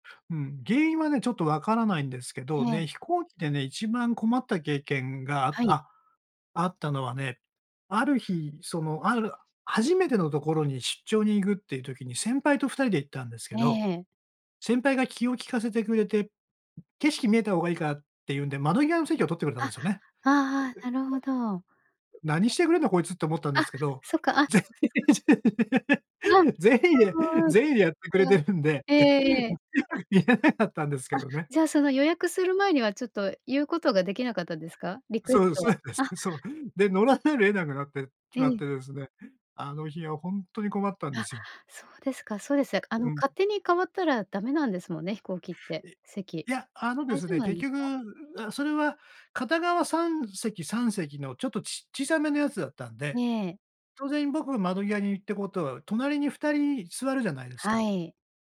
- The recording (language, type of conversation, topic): Japanese, advice, 突然パニック発作が起きるのが怖いのですが、どうすれば不安を和らげられますか？
- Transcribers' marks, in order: other noise; unintelligible speech; unintelligible speech; laugh; laughing while speaking: "善意で 善意でやってくれ … んですけどね"; laughing while speaking: "そうで そうですね"